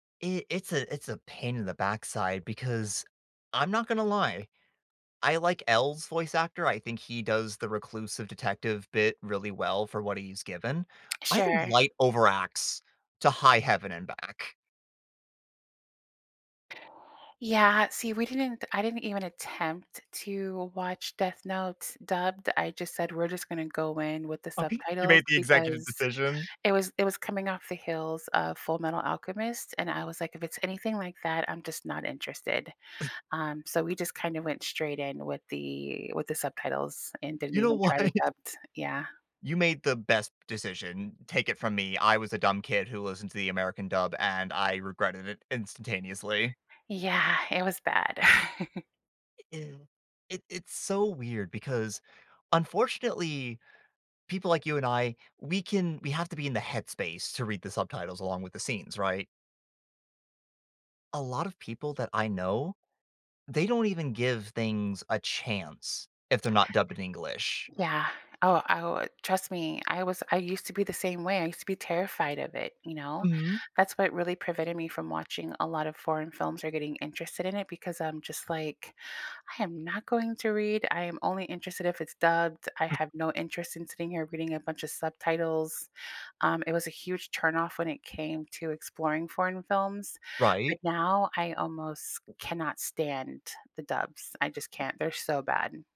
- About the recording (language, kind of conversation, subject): English, unstructured, Should I choose subtitles or dubbing to feel more connected?
- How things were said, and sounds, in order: scoff; laughing while speaking: "what?"; chuckle